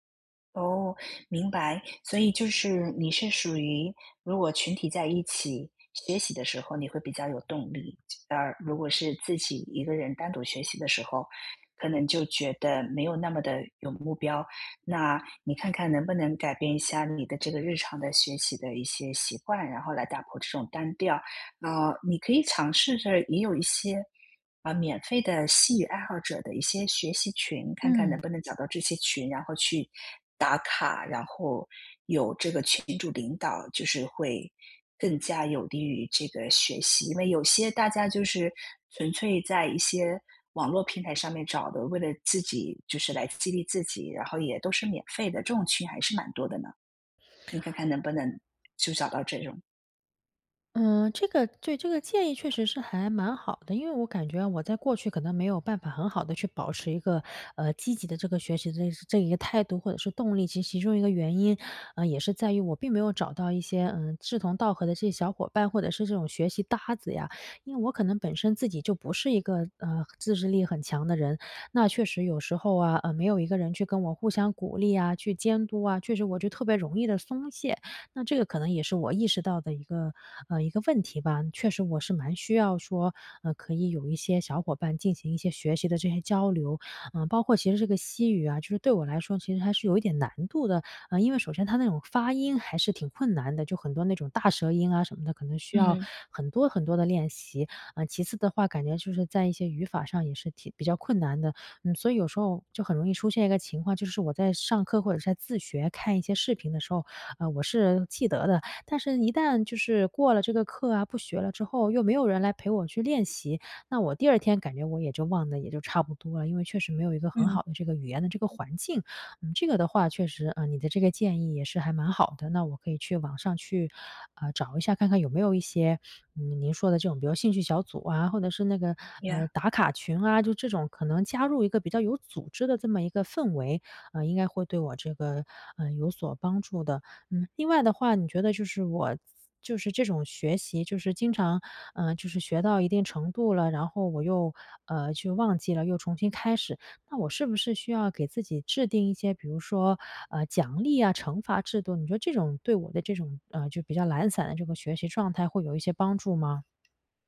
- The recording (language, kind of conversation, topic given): Chinese, advice, 当我感觉进步停滞时，怎样才能保持动力？
- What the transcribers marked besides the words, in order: other background noise